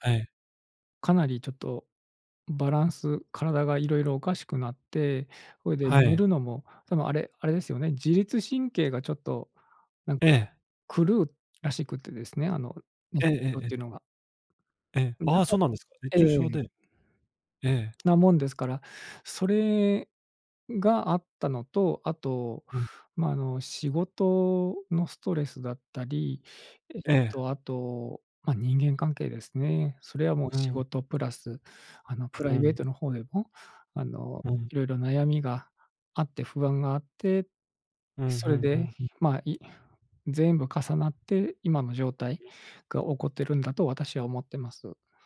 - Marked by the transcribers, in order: other background noise
- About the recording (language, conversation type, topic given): Japanese, advice, 夜なかなか寝つけず毎晩寝不足で困っていますが、どうすれば改善できますか？